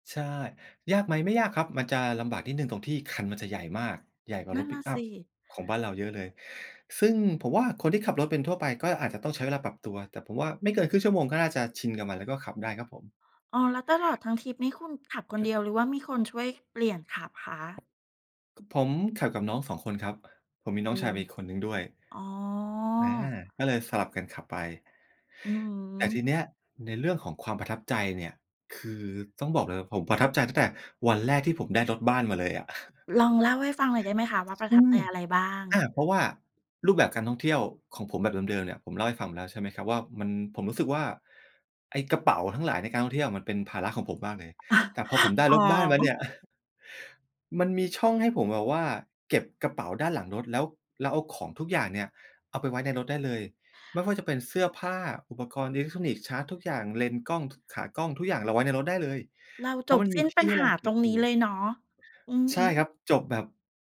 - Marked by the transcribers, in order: other background noise; drawn out: "อ๋อ"; tapping; chuckle
- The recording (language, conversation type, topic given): Thai, podcast, คุณช่วยเล่าเรื่องการเดินทางที่เปลี่ยนชีวิตให้ฟังหน่อยได้ไหม?